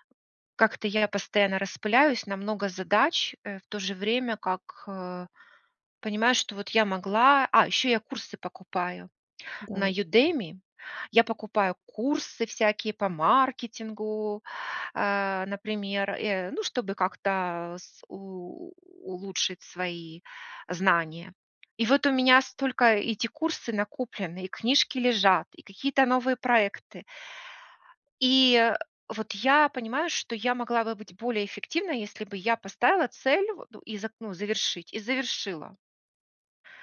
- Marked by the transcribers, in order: tapping
- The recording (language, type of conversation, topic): Russian, advice, Как вернуться к старым проектам и довести их до конца?